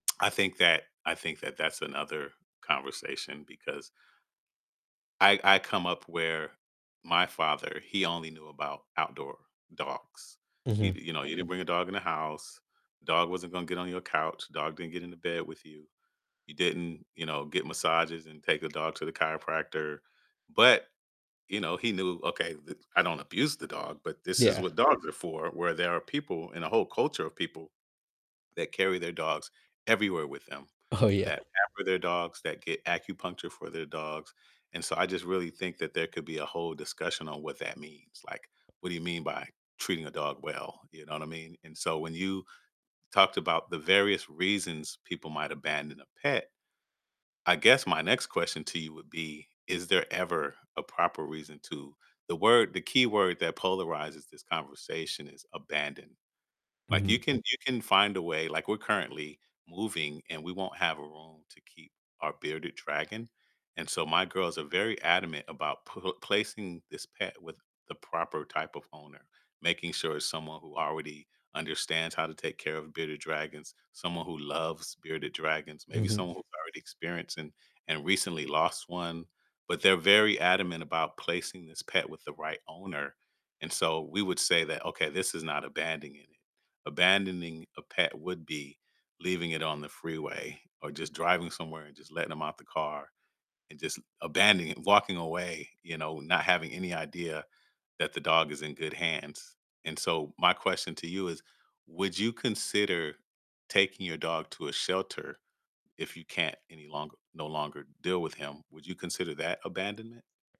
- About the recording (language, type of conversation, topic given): English, unstructured, How do you feel about people abandoning pets they no longer want?
- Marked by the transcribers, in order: distorted speech; other background noise; laughing while speaking: "Oh"; unintelligible speech; tapping